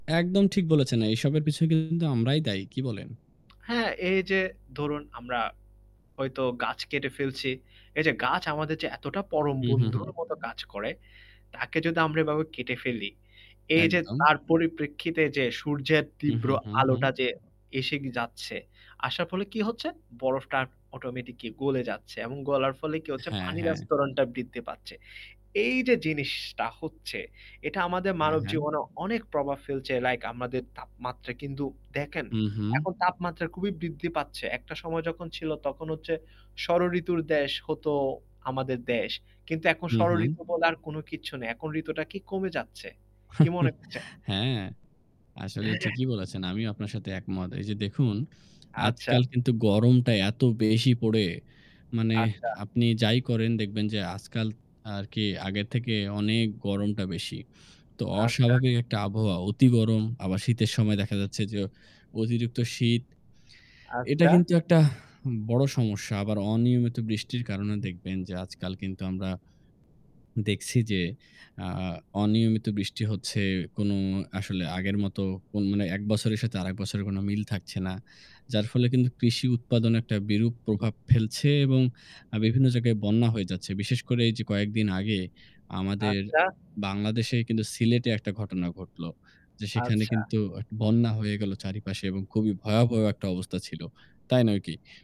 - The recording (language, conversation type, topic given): Bengali, unstructured, বিশ্বব্যাপী জলবায়ু পরিবর্তনের খবর শুনলে আপনার মনে কী ভাবনা আসে?
- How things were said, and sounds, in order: distorted speech; static; other background noise; chuckle; tapping